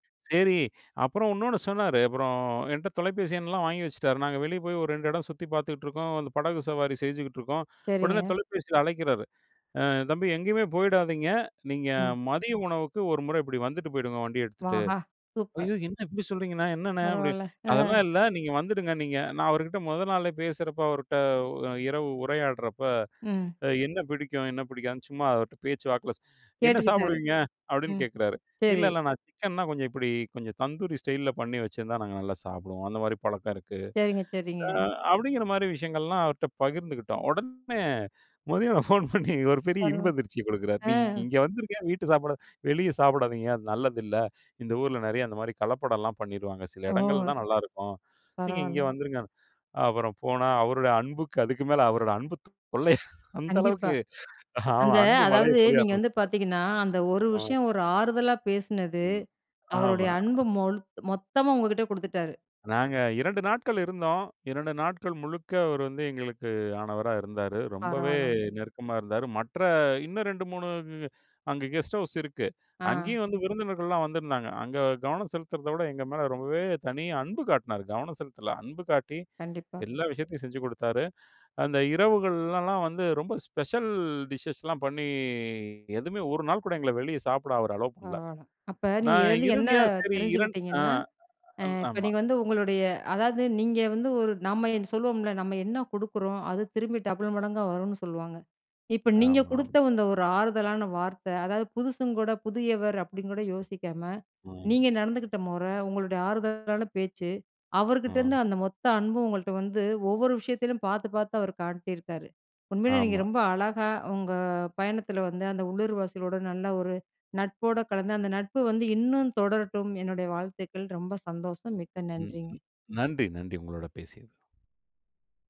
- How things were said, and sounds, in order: "இன்னொன்னு" said as "உன்னொன்னு"; "ஆஹா" said as "வாஹா"; in English: "தந்தூரி ஸ்டைல்ல"; laughing while speaking: "உடனே மதியம் ஃபோன் பண்ணி ஒரு பெரிய இன்பதிர்ச்சிய குடுக்கிறாரு. நீ இங்கே வந்துருங்க"; laughing while speaking: "அன்புக்கு அதுக்கு மேல அவரோட அன்பு … மழைய பொழிய ஆரம்பிச்சுட்டார்"; in English: "கெஸ்ட் ஹவுஸ்"; in English: "ஸ்பெஷல் டிஷ்ஸ்"; in English: "அலோவ்"
- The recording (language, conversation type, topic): Tamil, podcast, பயணம் போகும்போது உள்ளூர்வாசிகளோடு நீங்கள் எப்படிப் பழகி நட்பு கொண்டீர்கள்?